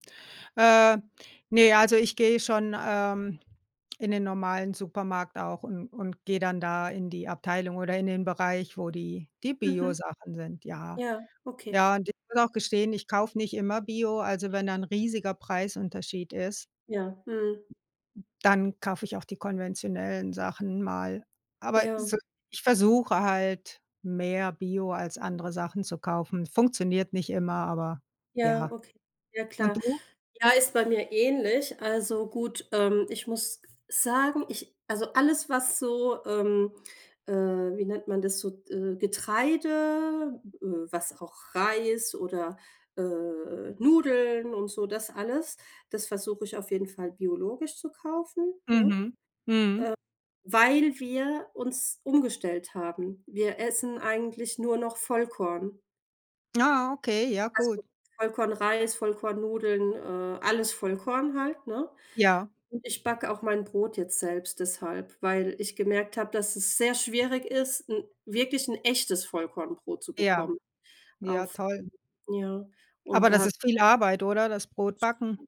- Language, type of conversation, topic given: German, unstructured, Wie wichtig ist dir eine gesunde Ernährung im Alltag?
- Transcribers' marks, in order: stressed: "weil"